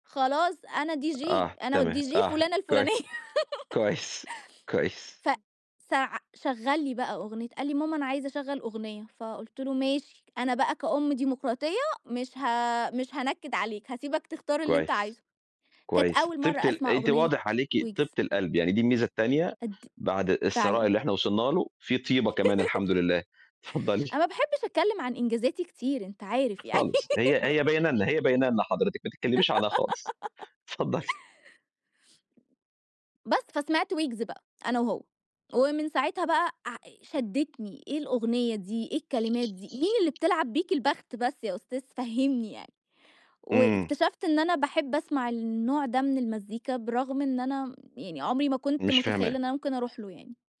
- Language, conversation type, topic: Arabic, podcast, شو طريقتك المفضّلة علشان تكتشف أغاني جديدة؟
- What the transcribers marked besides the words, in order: in English: "DJ"; in English: "والDJ"; laugh; laugh; tapping; other background noise; laughing while speaking: "يعني"; laugh